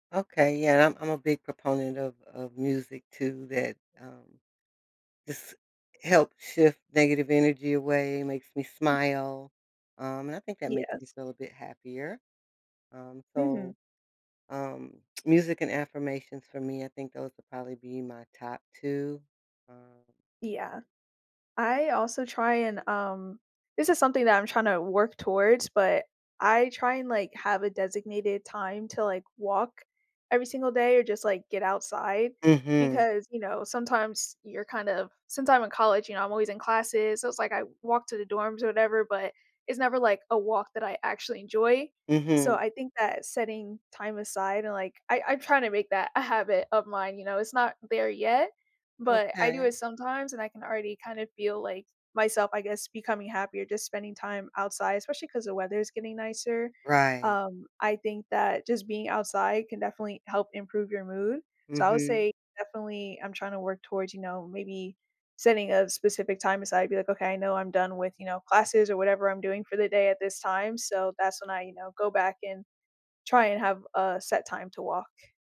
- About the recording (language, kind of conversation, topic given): English, unstructured, What small habit makes you happier each day?
- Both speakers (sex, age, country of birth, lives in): female, 20-24, United States, United States; female, 60-64, United States, United States
- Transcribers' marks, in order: other background noise; lip smack; tapping